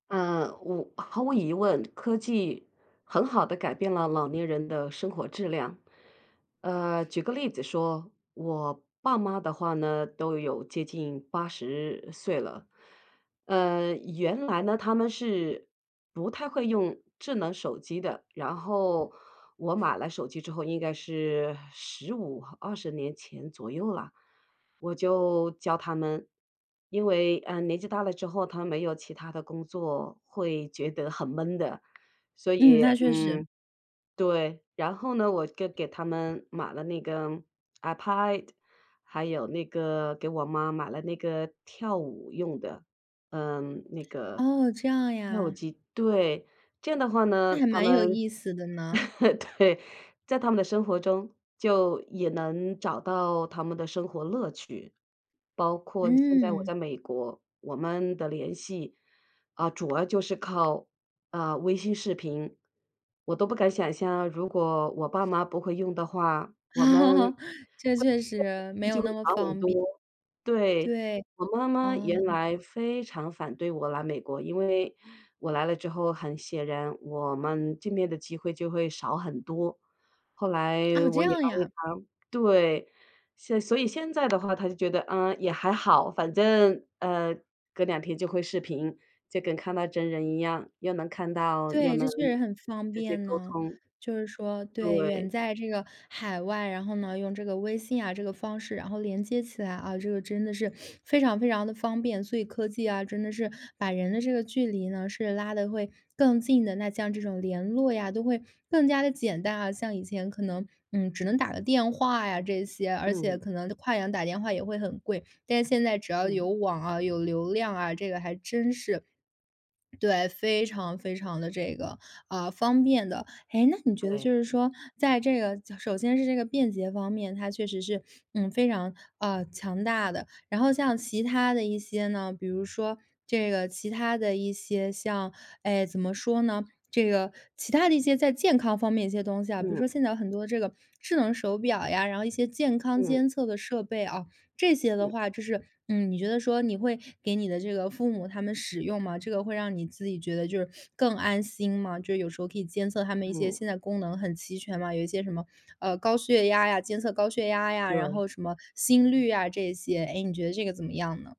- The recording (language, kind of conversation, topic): Chinese, podcast, 科技将如何改变老年人的生活质量？
- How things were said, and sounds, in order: tapping; laugh; other background noise; unintelligible speech; laugh; sniff; sniff